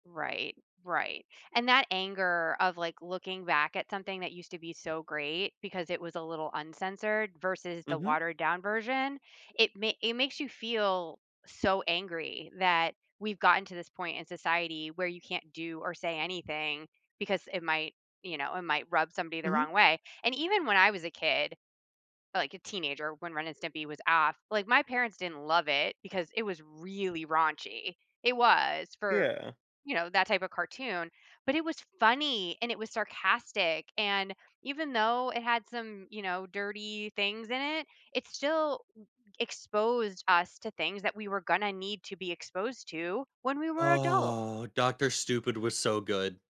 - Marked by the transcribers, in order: stressed: "really"; drawn out: "Oh"
- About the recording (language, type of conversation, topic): English, unstructured, What role should censorship play in shaping art and media?
- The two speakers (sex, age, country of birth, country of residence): female, 40-44, United States, United States; male, 20-24, United States, United States